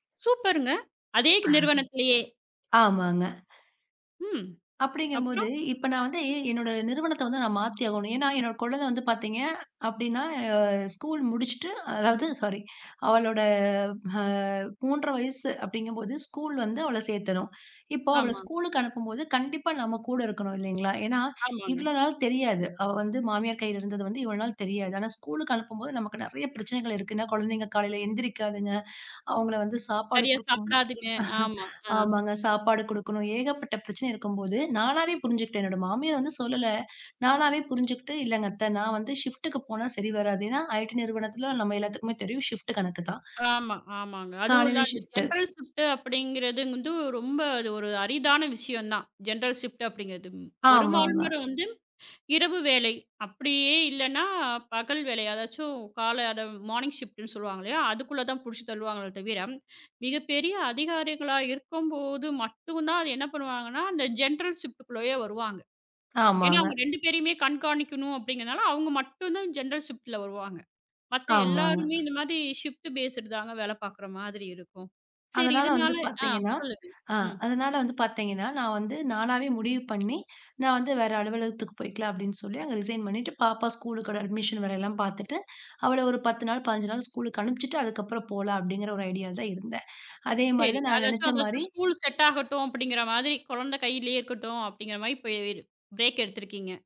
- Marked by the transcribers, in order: chuckle; drawn out: "அவளோட அ"; "சேக்கணும்" said as "சேத்தணும்"; in English: "ஷிப்ட்க்கு"; in English: "ஷிப்ட்"; in English: "ஷிப்ட்டு"; in English: "ஜெனரல் ஷிப்ட்"; in English: "ஜெனரல் ஷிப்ட்"; drawn out: "அப்படியே இல்லன்னா"; in English: "மார்னிங்ஷிப்ட்னு"; in English: "ஜெனரல் ஷிப்ட்குள்ளேயே"; in English: "ஜெனரல் ஷிப்ட்ல"; in English: "ஷிப்ட் பேஸ்டு"; in English: "ரிசைன்"; in English: "அட்மிஷன்"; in English: "ஸ்கூல் செட்"; in English: "பிரேக்"
- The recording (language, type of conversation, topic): Tamil, podcast, பணியிடத்தில் மதிப்பு முதன்மையா, பதவி முதன்மையா?